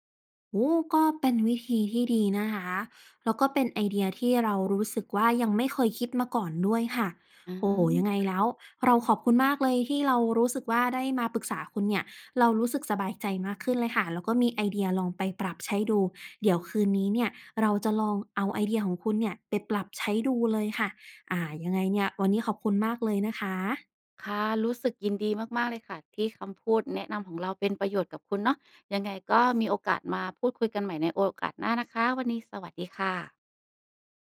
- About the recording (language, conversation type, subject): Thai, advice, ฉันควรทำอย่างไรดีเมื่อฉันนอนไม่เป็นเวลาและตื่นสายบ่อยจนส่งผลต่องาน?
- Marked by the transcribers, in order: none